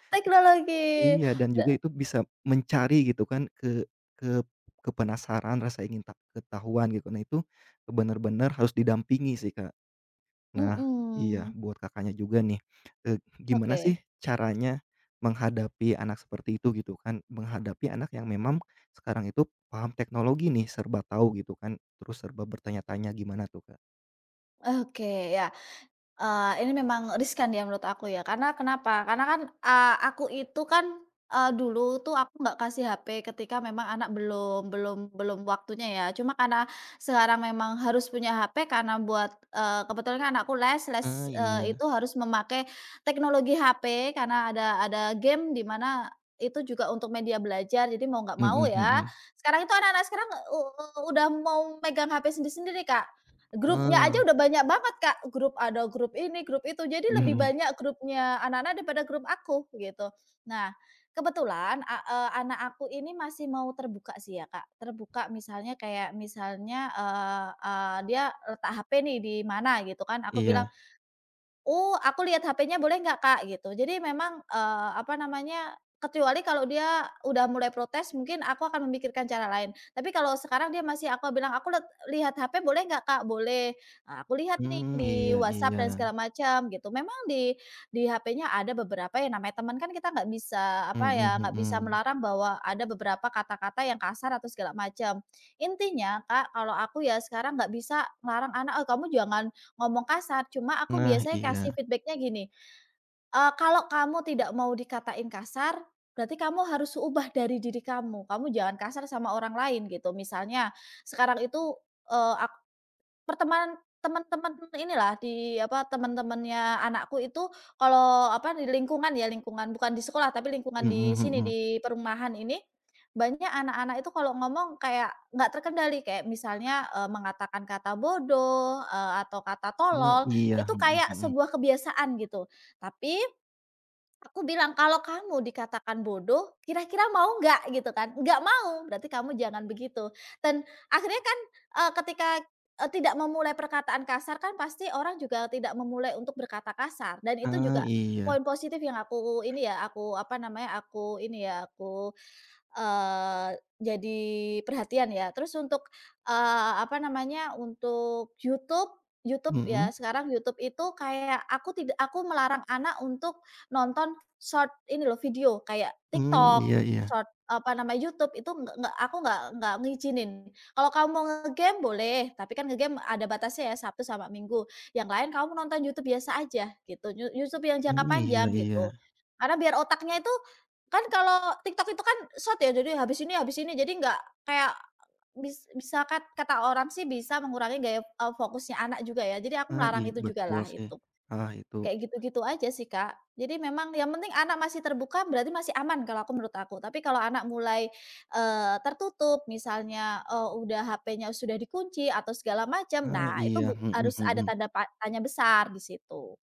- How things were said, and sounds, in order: "memang" said as "memam"; other background noise; in English: "feedback-nya"; swallow
- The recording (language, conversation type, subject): Indonesian, podcast, Bagaimana cara mendengarkan remaja tanpa menghakimi?